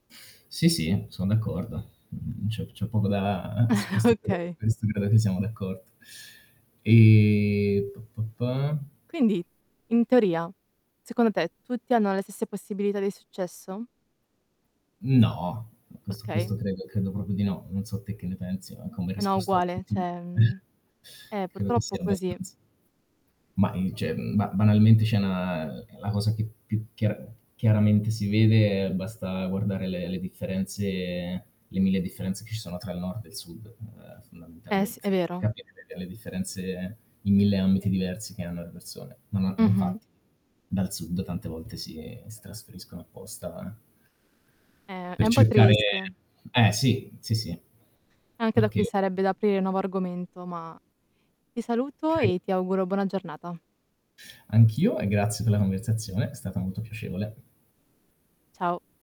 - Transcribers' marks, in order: static; chuckle; unintelligible speech; drawn out: "E"; singing: "p p pa"; other background noise; distorted speech; "cioè" said as "ceh"; "c'è" said as "ceh"; "Okay" said as "kay"
- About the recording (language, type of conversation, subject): Italian, unstructured, Pensi che tutti abbiano le stesse possibilità di successo?